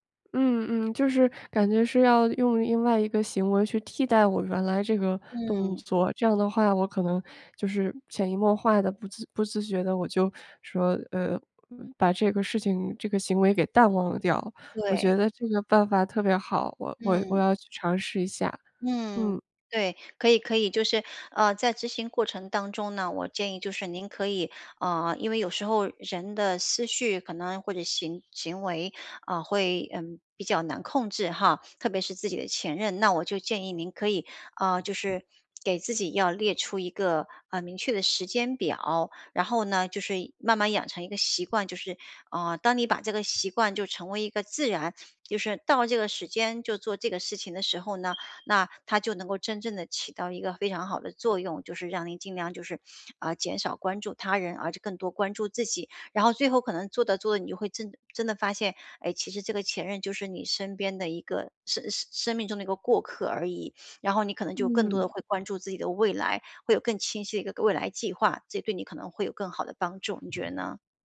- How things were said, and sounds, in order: alarm
- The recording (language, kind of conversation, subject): Chinese, advice, 我为什么总是忍不住去看前任的社交媒体动态？